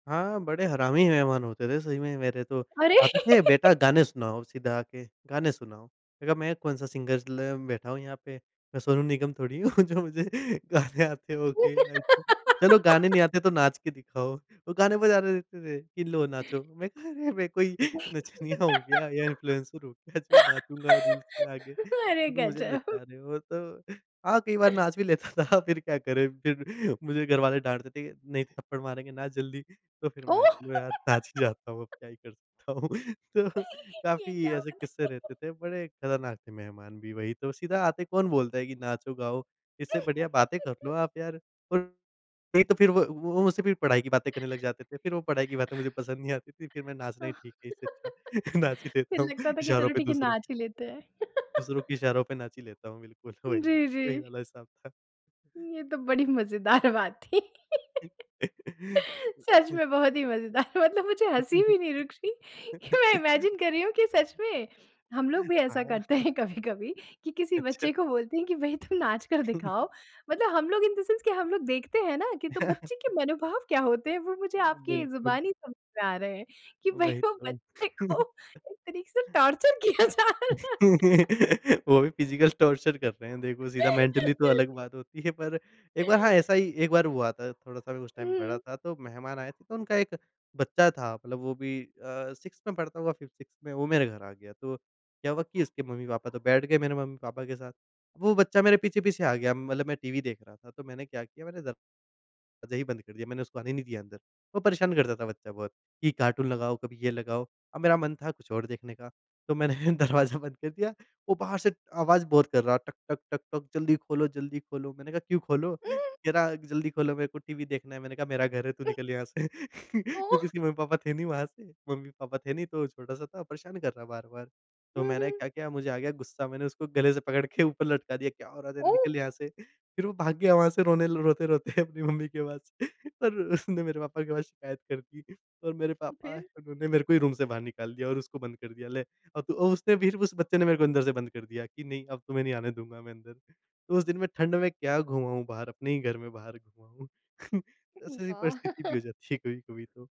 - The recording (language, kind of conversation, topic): Hindi, podcast, कभी मेहमान अचानक आ जाएँ तो आप हर स्थिति कैसे संभालते हैं?
- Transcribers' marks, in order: laugh; in English: "सिंगर"; laughing while speaking: "हूँ, जो मुझे गाने आते होंगे"; unintelligible speech; laugh; laughing while speaking: "अरे! मैं कोई नचनिया हूँ … नचा रहे हो?"; laugh; in English: "इन्फ्लुएंसर"; laughing while speaking: "अरे, गज़ब!"; in English: "रील्स"; laughing while speaking: "लेता था। फिर क्या करें, फिर?"; other noise; laugh; laughing while speaking: "सकता हूँ? तो"; laughing while speaking: "ये क्या बात है?"; chuckle; laugh; laugh; laughing while speaking: "थी"; laughing while speaking: "नाच ही लेता हूँ"; laugh; laughing while speaking: "वही"; laughing while speaking: "मज़ेदार बात थी। सच में … रही कि मैं"; laugh; chuckle; chuckle; in English: "इमेजिन"; laughing while speaking: "करते हैं कभी-कभी"; chuckle; laughing while speaking: "हाँ"; chuckle; laughing while speaking: "भई, तुम नाच कर दिखाओ"; chuckle; in English: "इन द सेंस"; chuckle; laughing while speaking: "भई, वो बच्चे को एक तरीके से टॉर्चर किया जा रहा है"; chuckle; in English: "टॉर्चर"; laugh; in English: "फिज़िकल टॉर्चर"; laugh; in English: "मेंटली"; laugh; chuckle; in English: "टाइम"; in English: "कार्टून"; laughing while speaking: "मैंने दरवाज़ा बंद कर दिया"; chuckle; laughing while speaking: "के"; chuckle; laughing while speaking: "अपनी मम्मी के पास और … शिकायत कर दी"; in English: "रूम"; chuckle; laughing while speaking: "जाती है"